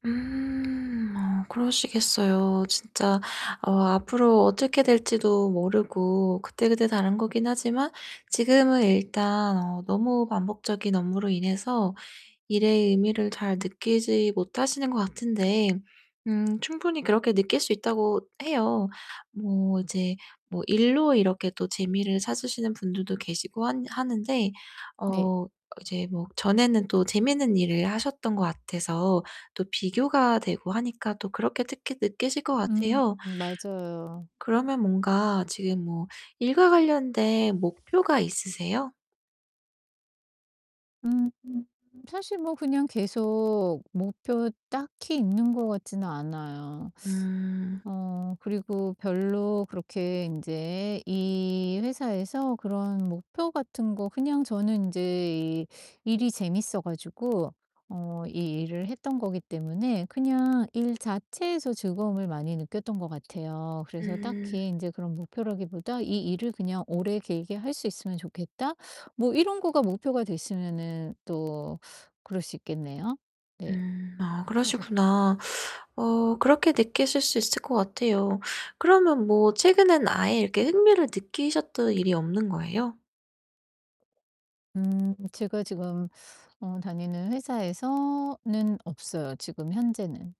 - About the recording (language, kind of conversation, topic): Korean, advice, 요즘 일상 업무에서 일의 의미를 잘 느끼지 못하는데, 어떻게 하면 좋을까요?
- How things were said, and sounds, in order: other background noise; distorted speech; static; tapping